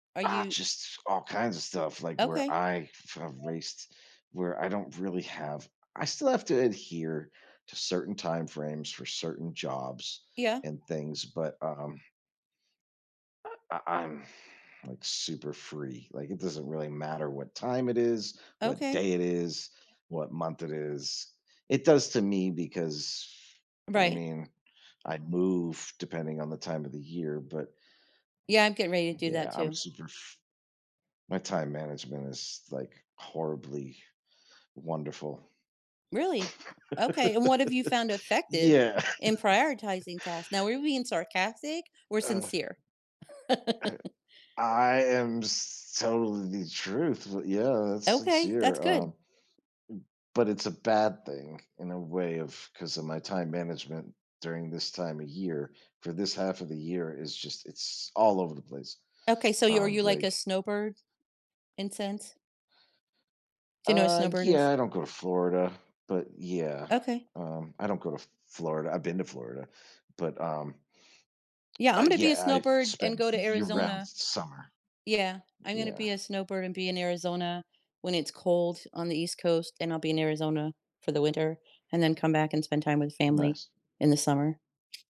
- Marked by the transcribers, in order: other background noise; tapping; laugh; chuckle; laugh
- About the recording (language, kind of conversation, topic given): English, unstructured, What habits help you stay organized and make the most of your time?
- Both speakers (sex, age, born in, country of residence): female, 60-64, United States, United States; male, 45-49, United States, United States